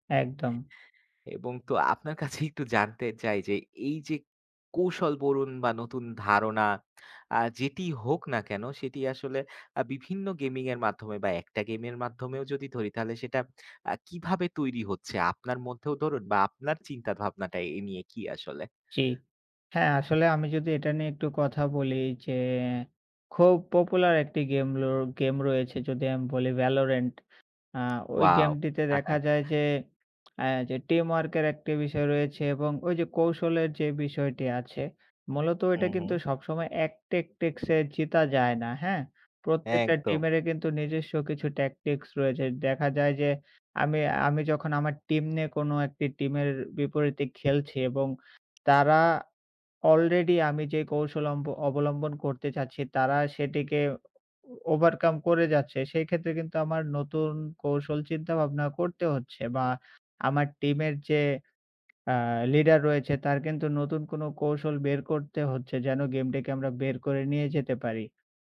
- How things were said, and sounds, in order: laughing while speaking: "কাছে"; tapping; lip smack; chuckle; lip smack; other background noise; in English: "ট্যাকটিক্স"
- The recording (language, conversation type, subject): Bengali, unstructured, গেমিং কি আমাদের সৃজনশীলতাকে উজ্জীবিত করে?